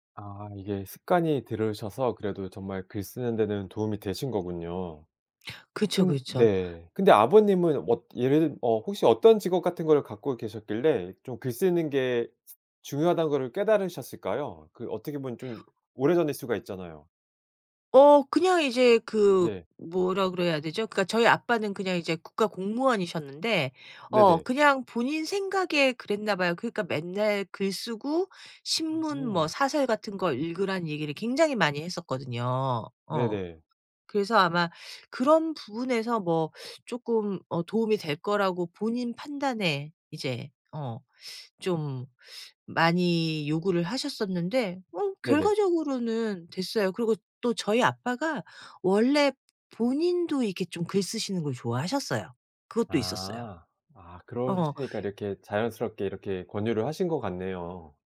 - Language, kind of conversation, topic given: Korean, podcast, 집안에서 대대로 이어져 내려오는 전통에는 어떤 것들이 있나요?
- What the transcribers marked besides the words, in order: other background noise